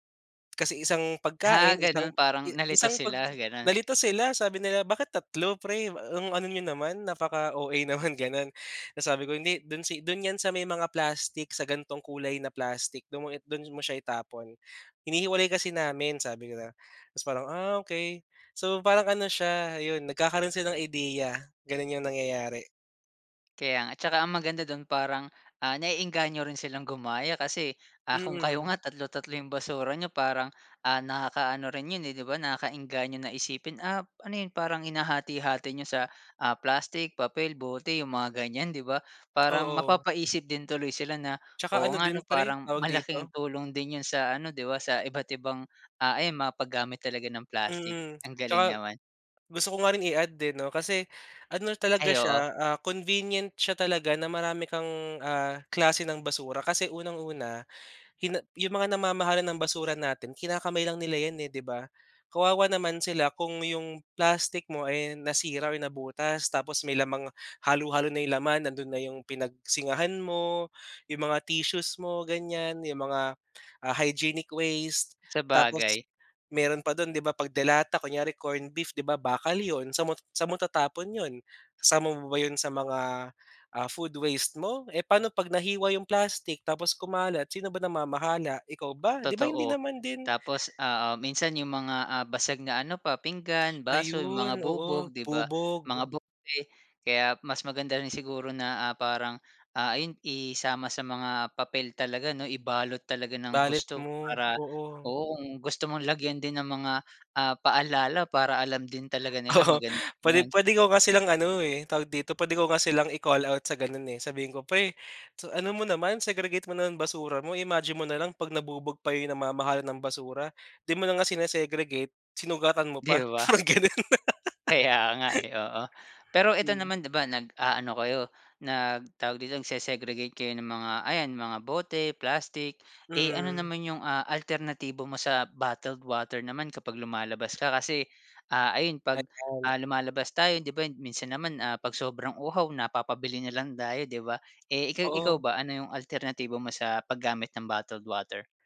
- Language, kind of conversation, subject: Filipino, podcast, Ano ang simpleng paraan para bawasan ang paggamit ng plastik sa araw-araw?
- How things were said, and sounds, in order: tapping; laughing while speaking: "Gano'n"; in English: "hygienic waste"; other background noise; "Balot" said as "balit"; laughing while speaking: "Oo pwede, pwede"; laughing while speaking: "Kaya nga eh, oo"; laughing while speaking: "parang ganun"